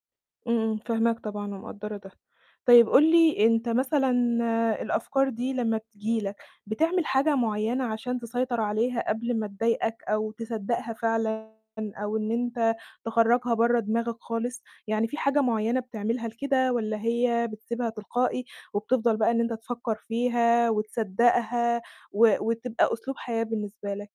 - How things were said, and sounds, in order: tapping; distorted speech
- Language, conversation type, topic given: Arabic, advice, إزاي أقدر ألاحظ أفكاري من غير ما أغرق فيها وأبطل أتفاعل معاها؟